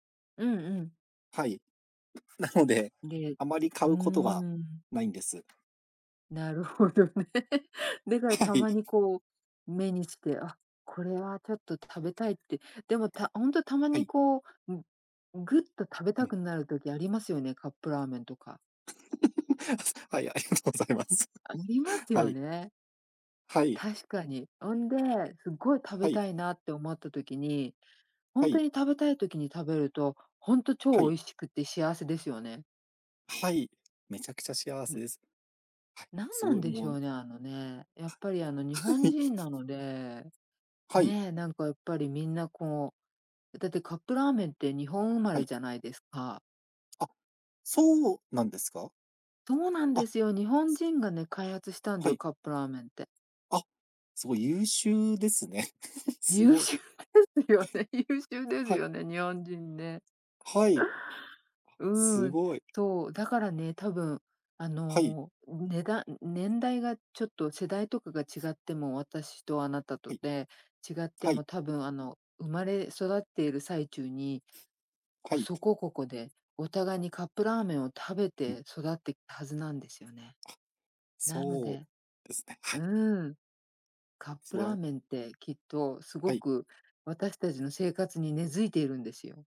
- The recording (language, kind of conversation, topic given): Japanese, unstructured, 幸せを感じるのはどんなときですか？
- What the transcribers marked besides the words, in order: laughing while speaking: "ん、なので"; other background noise; laughing while speaking: "なるほどね"; laughing while speaking: "はい"; tapping; laugh; laughing while speaking: "す はい、あります あります"; laughing while speaking: "はい"; chuckle; chuckle; laughing while speaking: "優秀ですよね。優秀ですよね"; cough; gasp